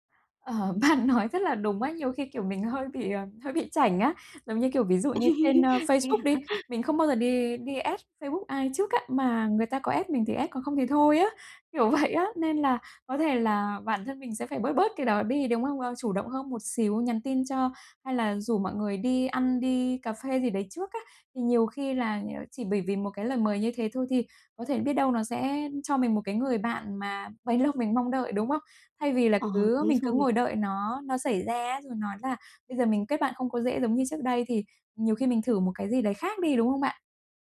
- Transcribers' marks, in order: laughing while speaking: "Ờ, bạn nói"; tapping; laugh; laughing while speaking: "Thế hả?"; in English: "add"; in English: "add"; in English: "add"; laughing while speaking: "vậy á"; laughing while speaking: "bấy lâu"
- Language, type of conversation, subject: Vietnamese, advice, Mình nên làm gì khi thấy khó kết nối với bạn bè?